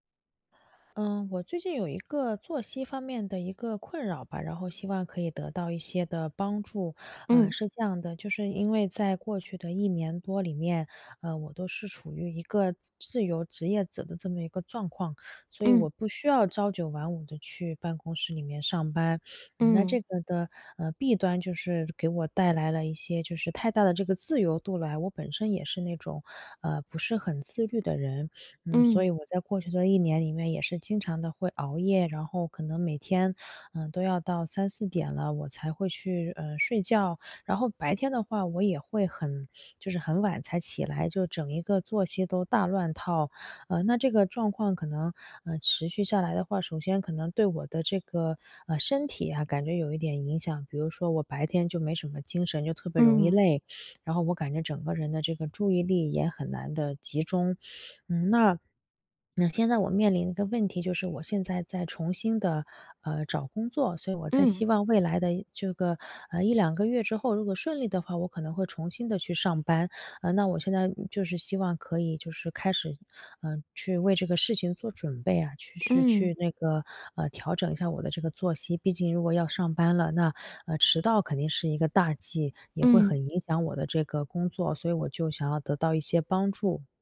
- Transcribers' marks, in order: none
- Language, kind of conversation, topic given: Chinese, advice, 如何建立稳定睡眠作息